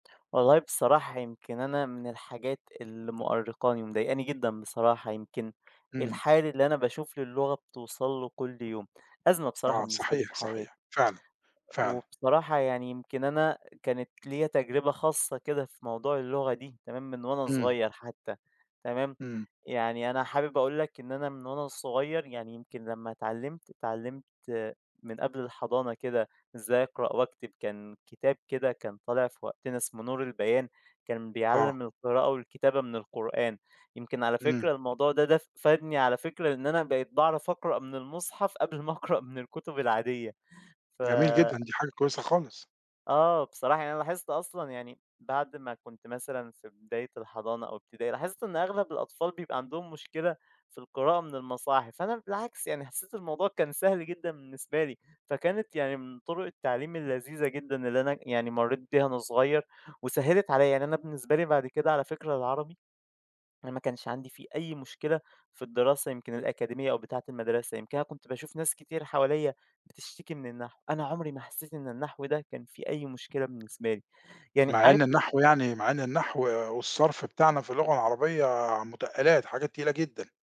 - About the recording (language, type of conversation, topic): Arabic, podcast, إزاي نقدر نحافظ على العربيّة وسط الجيل الجديد؟
- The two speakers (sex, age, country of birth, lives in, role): male, 20-24, Egypt, Egypt, guest; male, 50-54, Egypt, Portugal, host
- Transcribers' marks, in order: laughing while speaking: "أقرأ"; tapping